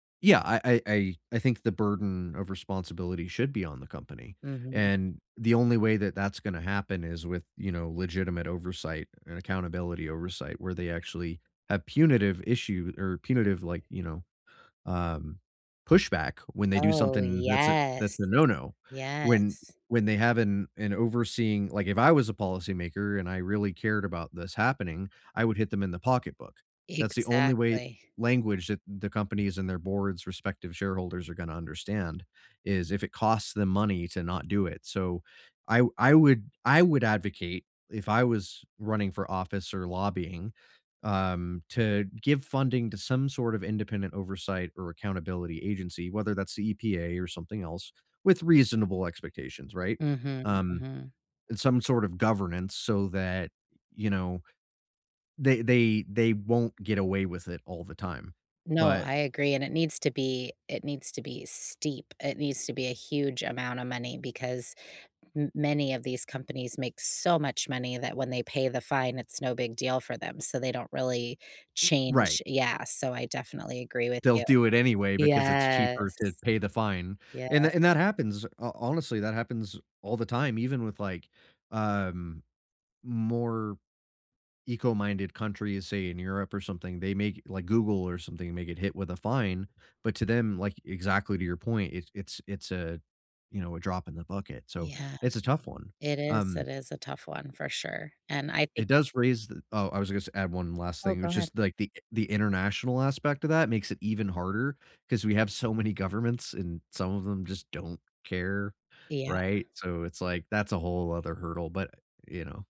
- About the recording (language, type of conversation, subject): English, unstructured, How do you react to travel companies that ignore sustainability?
- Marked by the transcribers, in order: drawn out: "Yes"; other background noise